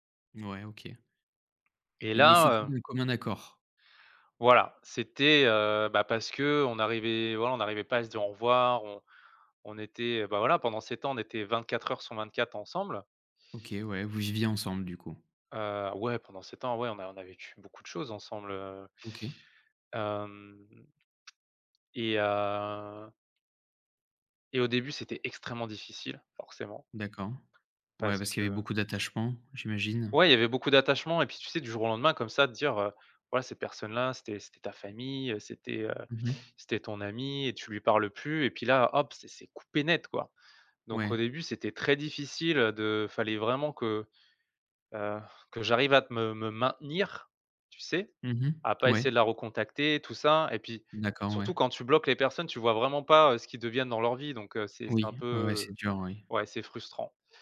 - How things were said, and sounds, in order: drawn out: "hem et heu"; tapping; stressed: "net"
- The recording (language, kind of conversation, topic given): French, advice, Pourquoi est-il si difficile de couper les ponts sur les réseaux sociaux ?